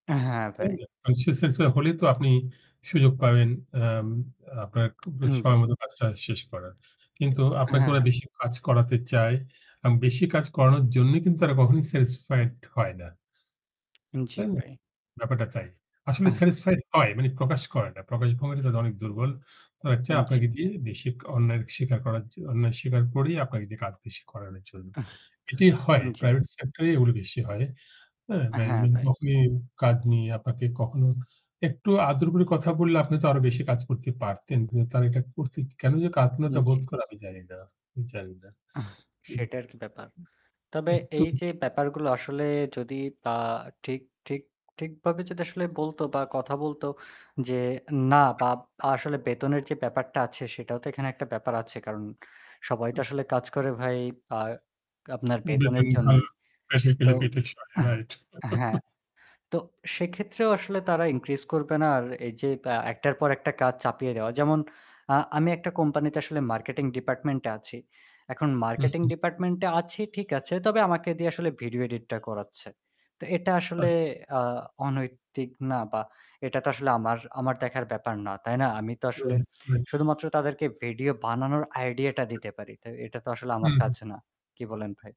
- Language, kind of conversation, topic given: Bengali, unstructured, কর্মস্থলে আপনি কি কখনও অন্যায়ের শিকার হয়েছেন?
- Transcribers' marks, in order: static; tapping; in English: "ইনক্রিজ"; unintelligible speech; chuckle; in English: "মার্কেটিং ডিপার্টমেন্ট"; in English: "মার্কেটিং ডিপার্টমেন্ট"